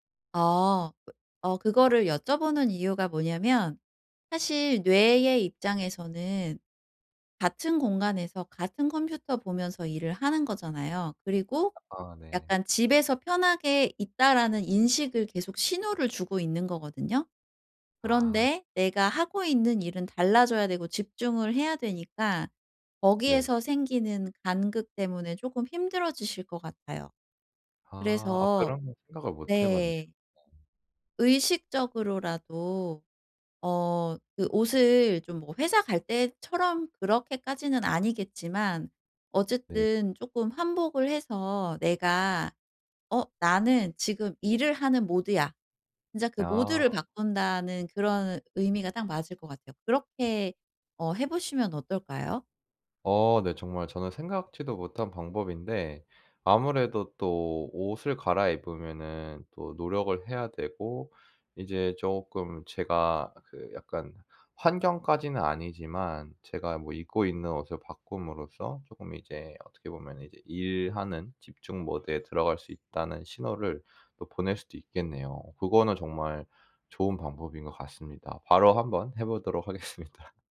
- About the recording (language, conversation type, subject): Korean, advice, 주의 산만함을 어떻게 관리하면 집중을 더 잘할 수 있을까요?
- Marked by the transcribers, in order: tapping; other background noise; laughing while speaking: "하겠습니다"